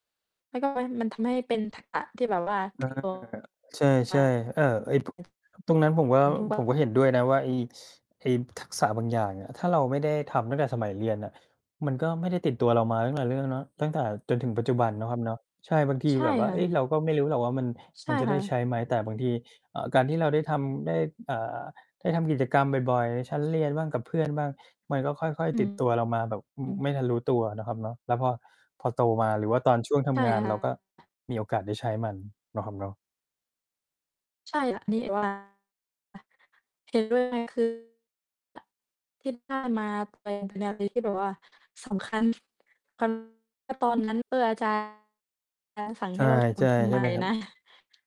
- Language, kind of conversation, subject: Thai, unstructured, คุณเคยรู้สึกมีความสุขจากการทำโครงงานในห้องเรียนไหม?
- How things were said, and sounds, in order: distorted speech; other background noise; unintelligible speech; tapping; mechanical hum; unintelligible speech